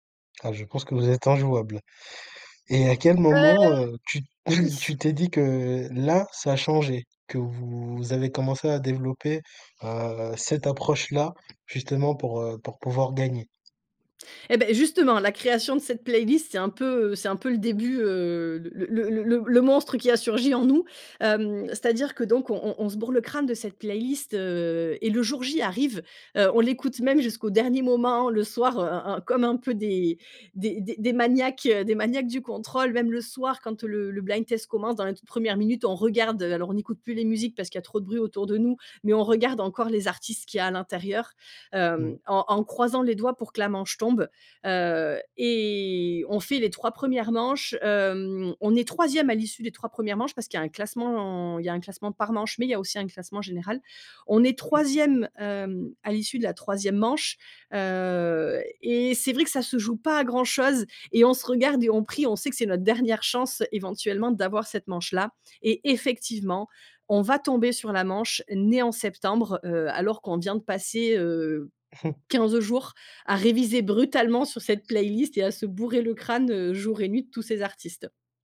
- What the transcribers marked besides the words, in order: tapping; chuckle; chuckle; other background noise
- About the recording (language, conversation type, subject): French, podcast, Raconte un moment où une playlist a tout changé pour un groupe d’amis ?